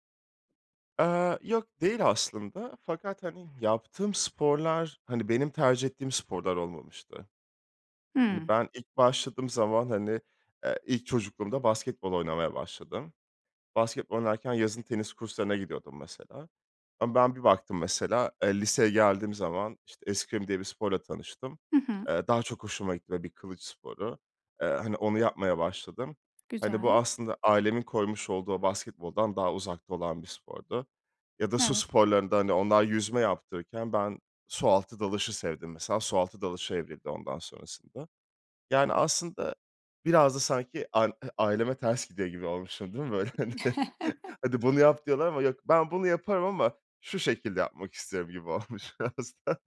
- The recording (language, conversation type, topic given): Turkish, podcast, Kendini tanımaya nereden başladın?
- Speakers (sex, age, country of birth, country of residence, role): female, 30-34, Turkey, Estonia, host; male, 30-34, Turkey, France, guest
- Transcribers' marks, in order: other background noise; tapping; laughing while speaking: "hani?"; chuckle; laughing while speaking: "olmuş biraz da"